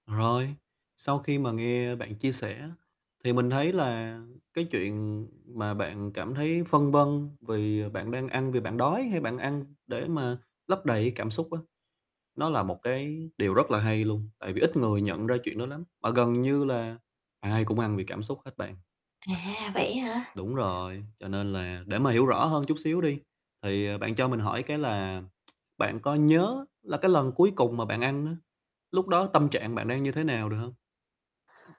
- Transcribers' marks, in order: tapping; other background noise
- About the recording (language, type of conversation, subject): Vietnamese, advice, Làm sao để biết mình đang ăn vì cảm xúc hay vì đói thật?